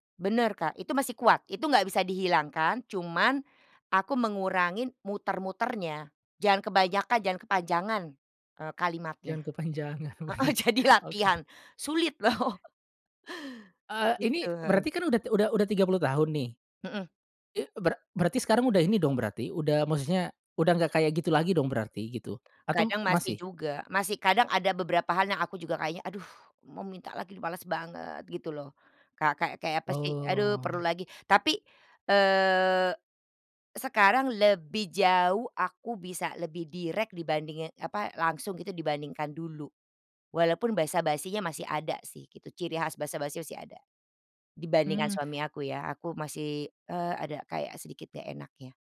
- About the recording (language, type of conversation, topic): Indonesian, podcast, Pernahkah kamu merasa bingung karena memiliki dua budaya dalam dirimu?
- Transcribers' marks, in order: laughing while speaking: "benar. Oke"; laughing while speaking: "jadi latihan"; laughing while speaking: "loh"; tapping; drawn out: "Oh"